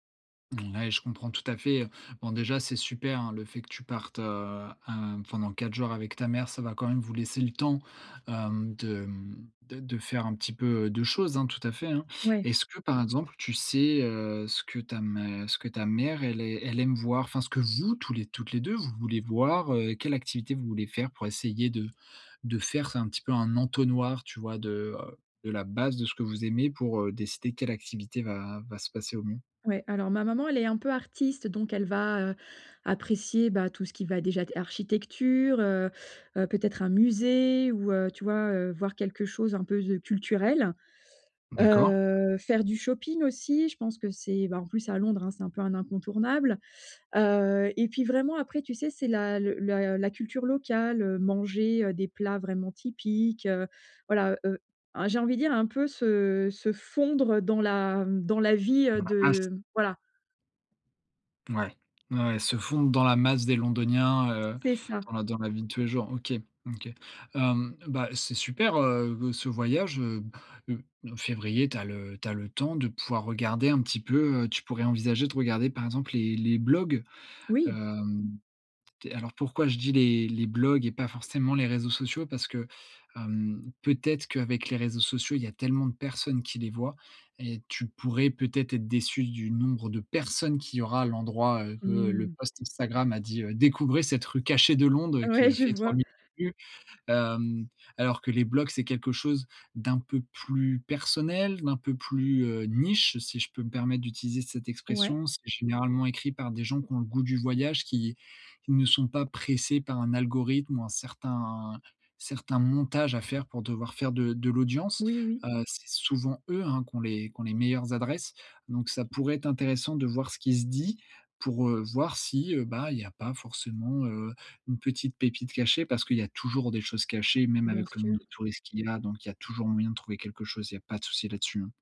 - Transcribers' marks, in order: other background noise; stressed: "temps"; stressed: "vous"; stressed: "musée"; drawn out: "Heu"; stressed: "personnes"; laughing while speaking: "Ouais"; stressed: "personnel"; stressed: "niche"; stressed: "eux"; stressed: "pas"
- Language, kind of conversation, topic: French, advice, Comment profiter au mieux de ses voyages quand on a peu de temps ?